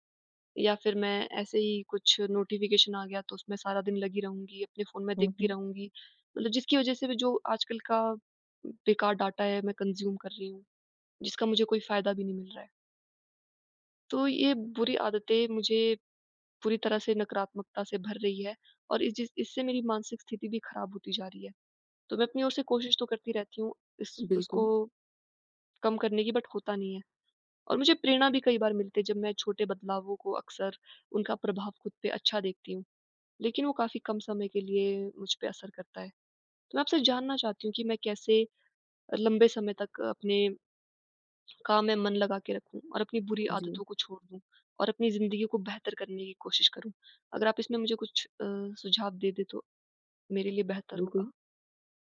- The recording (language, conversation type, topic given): Hindi, advice, मैं नकारात्मक आदतों को बेहतर विकल्पों से कैसे बदल सकता/सकती हूँ?
- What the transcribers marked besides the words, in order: in English: "डाटा"; in English: "कंज़्यूम"; tapping; in English: "बट"; other background noise